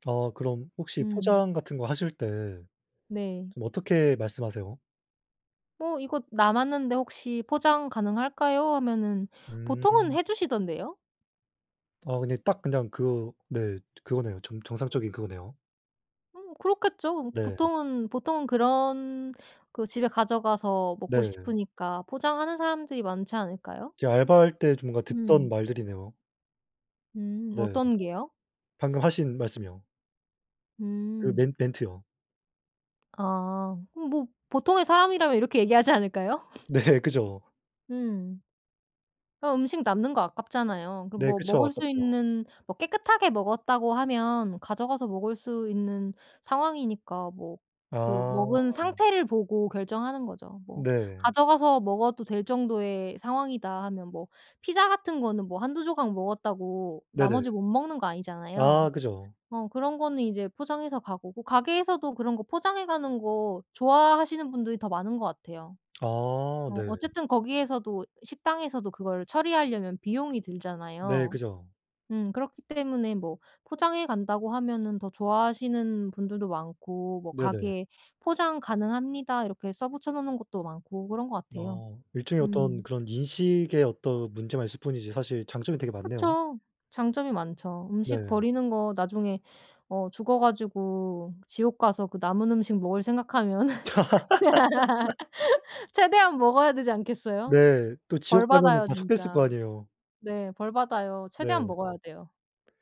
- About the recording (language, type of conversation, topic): Korean, unstructured, 식당에서 남긴 음식을 가져가는 게 왜 논란이 될까?
- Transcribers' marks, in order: laugh; laughing while speaking: "네"; laugh